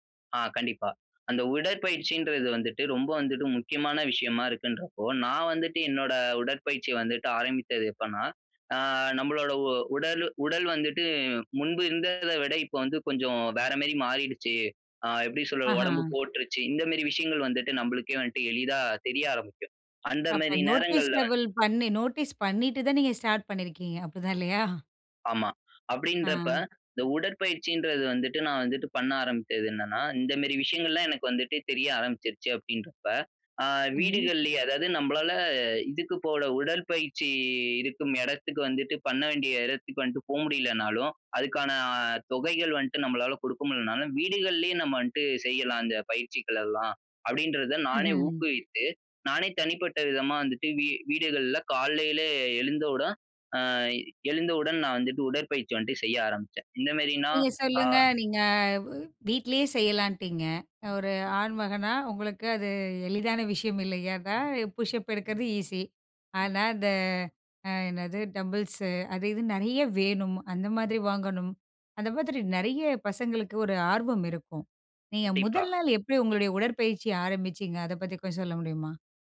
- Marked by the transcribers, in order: "சொல்றது" said as "சொல்வ"; "வந்துட்டு" said as "வந்ட்டு"; in English: "நோட்டீஸ்னஃபில்"; laughing while speaking: "அப்பிடி தான் இல்லையா?"; "வந்துட்டு" said as "வந்ட்டு"
- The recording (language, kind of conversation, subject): Tamil, podcast, உடற்பயிற்சி தொடங்க உங்களைத் தூண்டிய அனுபவக் கதை என்ன?